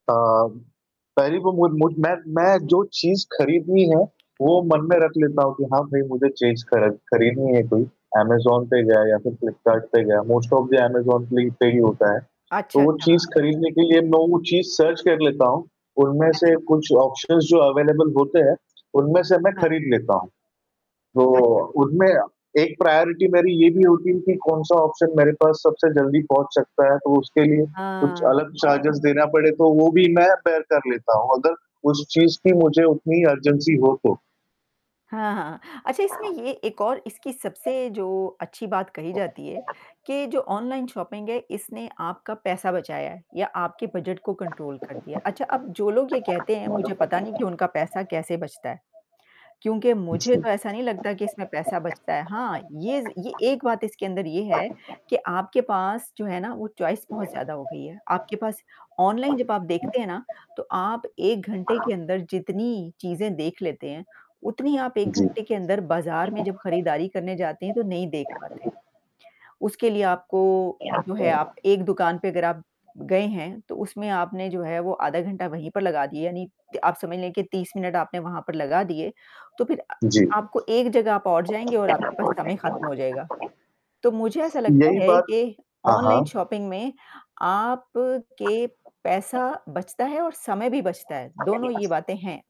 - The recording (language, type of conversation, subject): Hindi, unstructured, क्या आपको लगता है कि ऑनलाइन खरीदारी ने आपकी खरीदारी की आदतों में बदलाव किया है?
- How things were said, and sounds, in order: static; "चीज़" said as "चेंज"; in English: "मोस्ट ऑफ़ दी"; in English: "सर्च"; in English: "ऑप्शंस"; in English: "अवेलेबल"; in English: "प्रायोरिटी"; in English: "ऑप्शन"; in English: "चार्जर्स"; in English: "बेयर"; in English: "अर्जेन्सी"; in English: "ऑनलाइन शॉपिंग"; in English: "कंट्रोल"; in English: "चॉइस"; in English: "ऑनलाइन शॉपिंग"